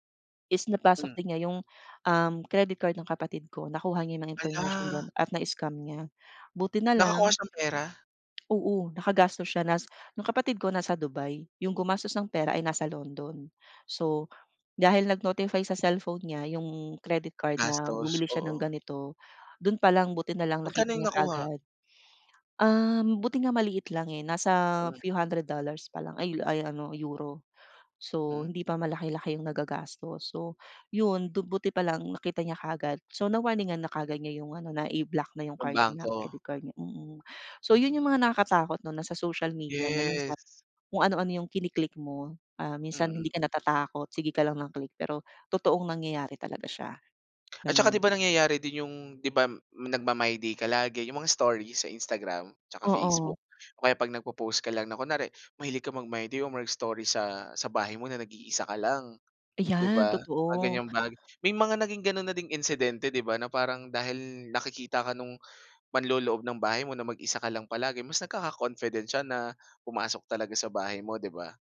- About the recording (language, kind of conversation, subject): Filipino, podcast, Paano mo pinapangalagaan ang iyong pribadong impormasyon sa social media?
- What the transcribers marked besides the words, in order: other background noise